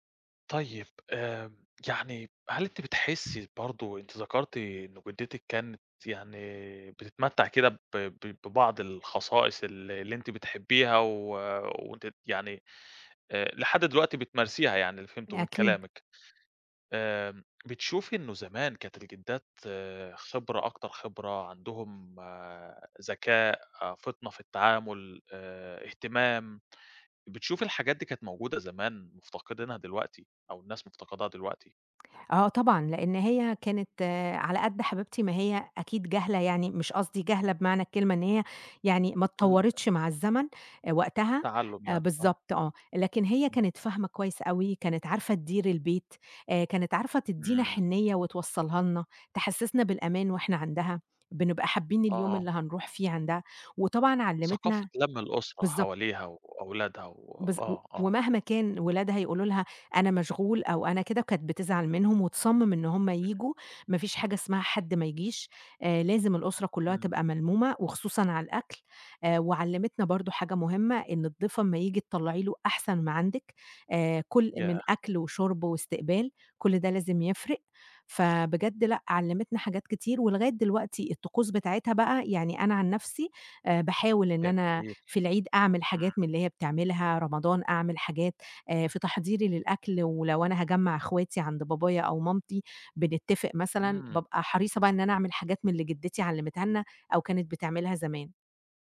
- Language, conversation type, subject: Arabic, podcast, إيه طقوس تحضير الأكل مع أهلك؟
- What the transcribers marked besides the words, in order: other background noise; unintelligible speech